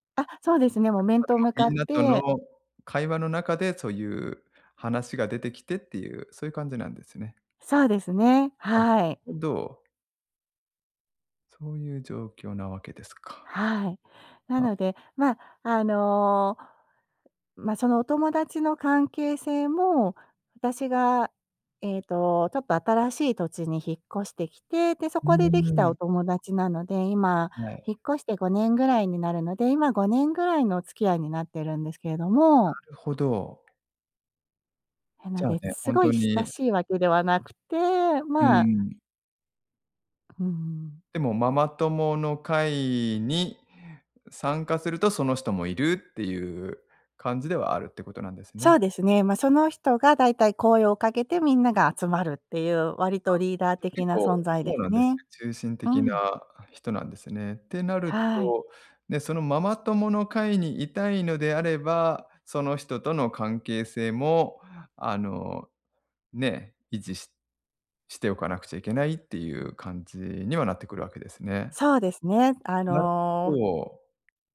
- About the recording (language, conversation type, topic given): Japanese, advice, 友人の行動が個人的な境界を越えていると感じたとき、どうすればよいですか？
- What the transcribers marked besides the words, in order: none